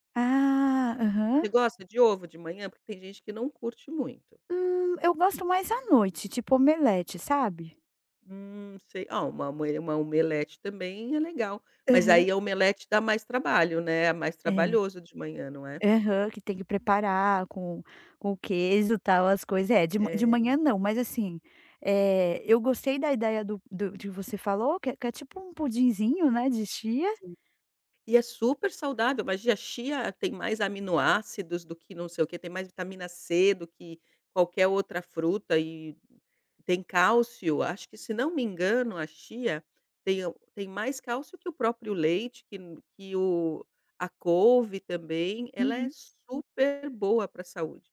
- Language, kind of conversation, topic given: Portuguese, advice, Como posso manter horários regulares para as refeições mesmo com pouco tempo?
- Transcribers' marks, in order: none